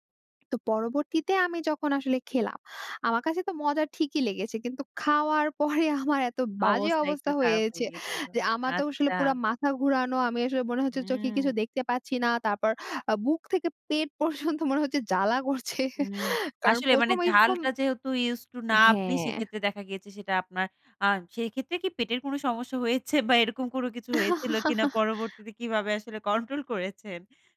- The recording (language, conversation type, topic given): Bengali, podcast, ভ্রমণে আপনি প্রথমবার স্থানীয় খাবার খাওয়ার অভিজ্ঞতার গল্পটা বলবেন?
- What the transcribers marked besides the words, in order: laughing while speaking: "পরে আমার"; tapping; laughing while speaking: "পেট পর্যন্ত মনে হচ্ছে জ্বালা করছে"; "এইরকম" said as "এইশকম"; laughing while speaking: "হয়েছে বা এরকম কোনো কিছু হয়েছিল কিনা? পরবর্তীতে কিভাবে আসলে কন্ট্রোল করেছেন?"; laugh